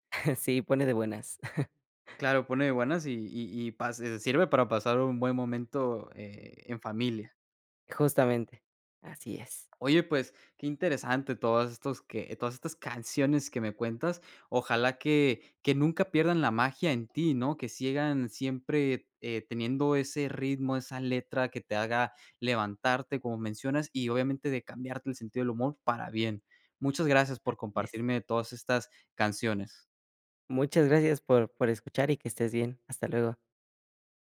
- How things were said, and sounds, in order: chuckle; "sigan" said as "siegan"
- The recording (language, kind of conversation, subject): Spanish, podcast, ¿Qué canción te pone de buen humor al instante?